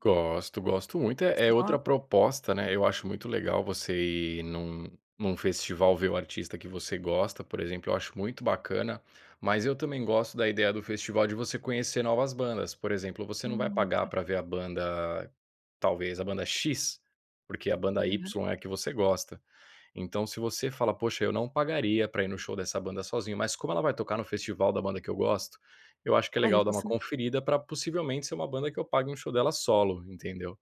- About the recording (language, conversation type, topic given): Portuguese, podcast, Você prefere shows grandes em um estádio ou em casas menores?
- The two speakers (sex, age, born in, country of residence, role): female, 40-44, Brazil, United States, host; male, 30-34, Brazil, Spain, guest
- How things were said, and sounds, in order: none